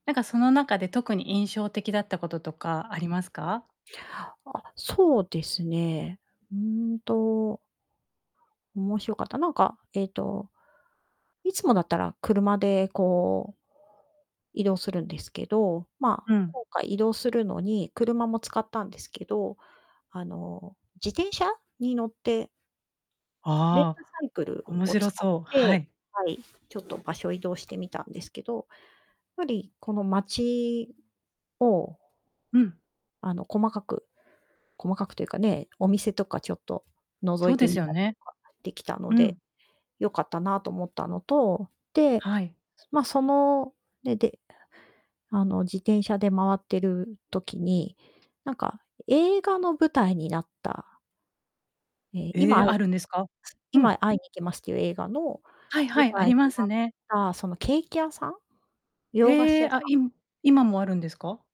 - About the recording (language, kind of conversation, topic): Japanese, podcast, 一番印象に残っている旅の思い出は何ですか？
- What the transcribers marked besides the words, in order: other background noise; distorted speech